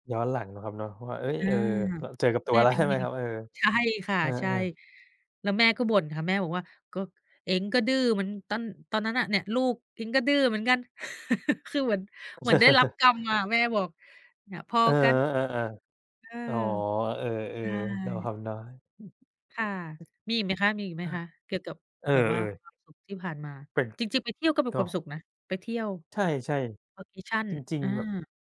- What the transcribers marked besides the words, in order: chuckle; chuckle; in English: "Vacation"
- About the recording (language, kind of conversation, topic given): Thai, unstructured, ช่วงเวลาไหนที่ทำให้คุณรู้สึกมีความสุขที่สุด?